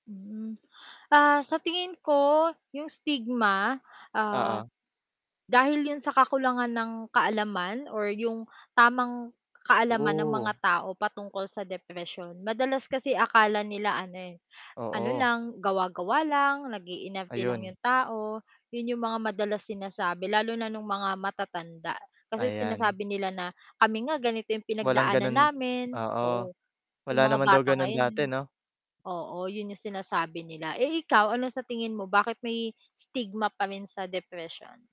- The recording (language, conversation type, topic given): Filipino, unstructured, Ano ang palagay mo tungkol sa stigma sa depresyon?
- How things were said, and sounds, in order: static; tapping; in English: "stigma"; other background noise; distorted speech; in English: "stigma"